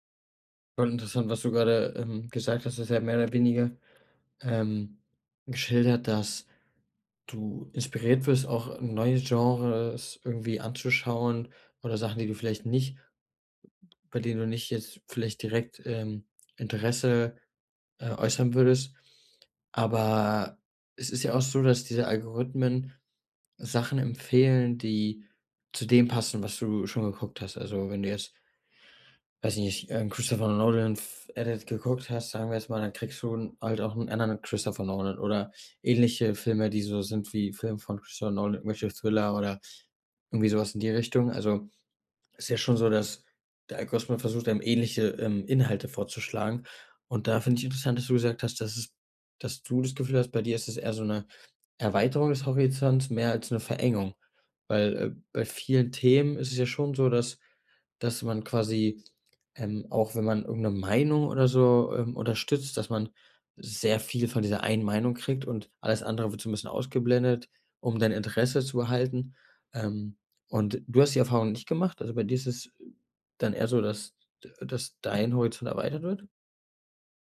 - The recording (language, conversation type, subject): German, podcast, Wie beeinflussen Algorithmen unseren Seriengeschmack?
- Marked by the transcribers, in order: in English: "Edit"